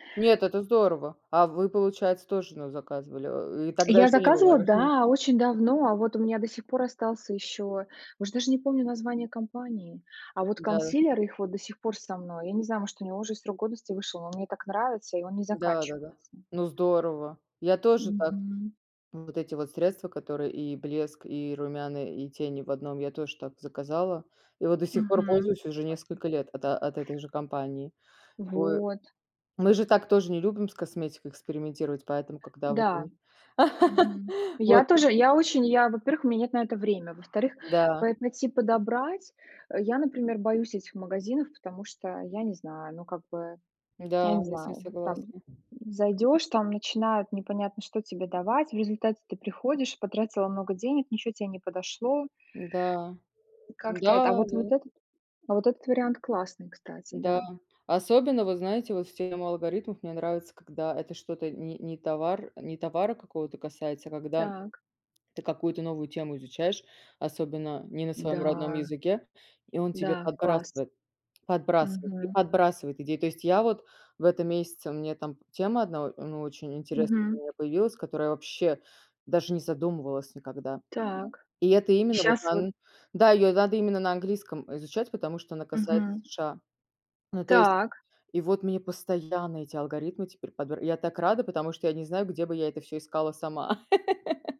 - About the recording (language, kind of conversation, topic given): Russian, unstructured, Насколько справедливо, что алгоритмы решают, что нам показывать?
- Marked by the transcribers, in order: tapping; in English: "консилер"; laugh; other background noise; background speech; laugh